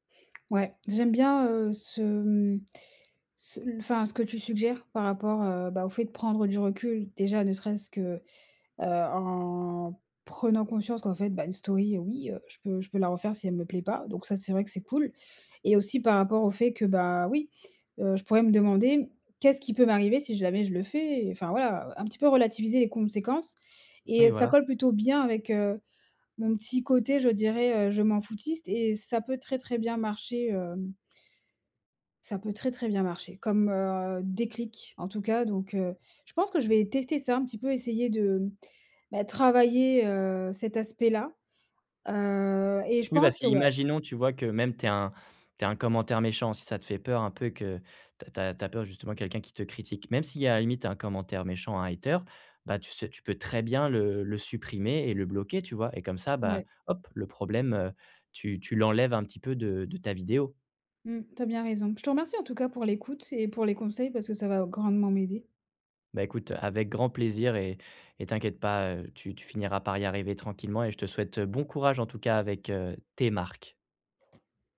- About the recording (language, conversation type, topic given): French, advice, Comment gagner confiance en soi lorsque je dois prendre la parole devant un groupe ?
- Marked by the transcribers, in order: drawn out: "en"; put-on voice: "hater"; stressed: "tes marques"; tapping